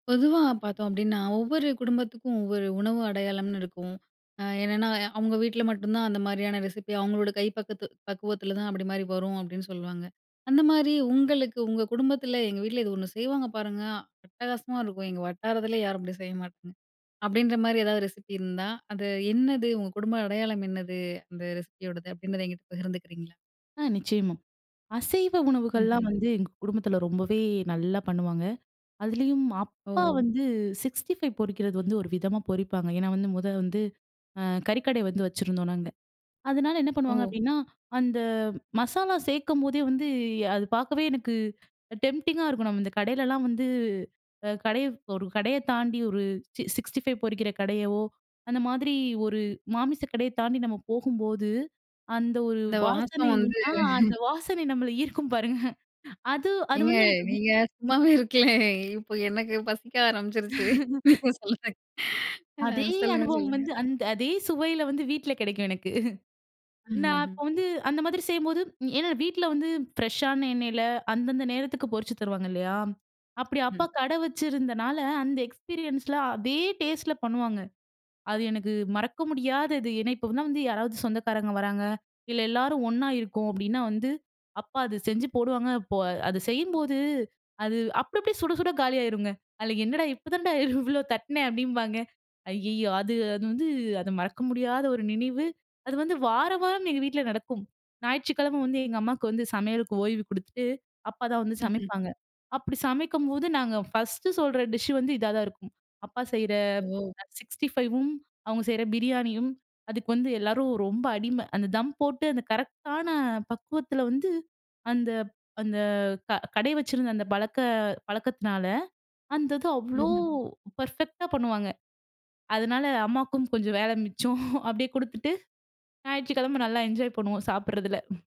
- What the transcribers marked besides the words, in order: in English: "டெம்ப்டிங்கா"; laughing while speaking: "வந்து"; laughing while speaking: "ஏங்க, நீங்க வேற சும்மாவே இருக்கல … அ சொல்லுங்க, சொல்லுங்க"; chuckle; laughing while speaking: "எனக்கு"; other noise; in English: "எக்ஸ்பீரியன்ஸ்ல"; in English: "டிஷ்ஷு"; drawn out: "அவ்ளோ"; in English: "பெர்ஃபெக்ட்டா"; snort
- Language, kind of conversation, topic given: Tamil, podcast, உணவு மூலம் உங்கள் குடும்பத்தின் அடையாளம் எப்படித் தெரிகிறது?